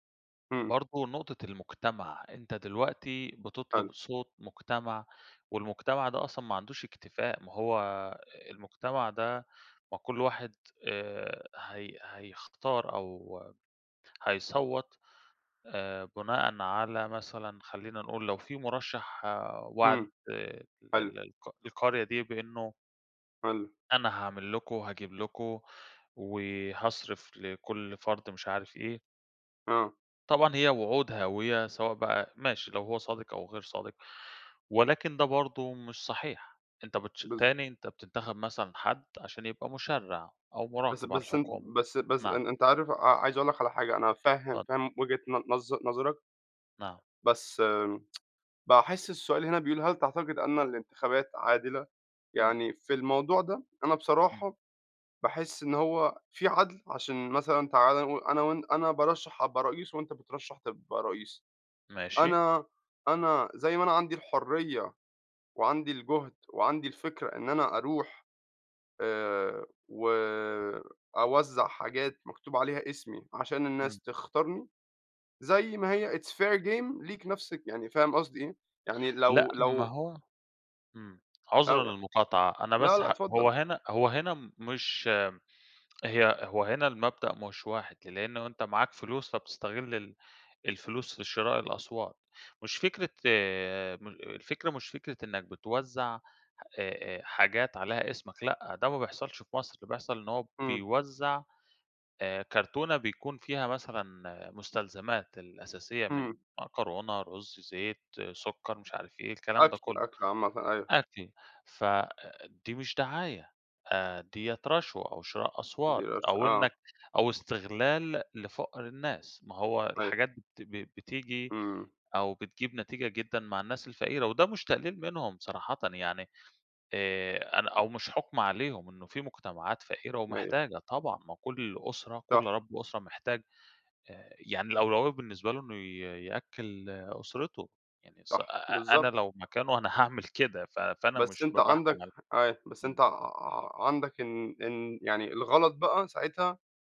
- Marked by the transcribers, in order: tapping; tsk; in English: "it's fair game"
- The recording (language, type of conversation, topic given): Arabic, unstructured, هل شايف إن الانتخابات بتتعمل بعدل؟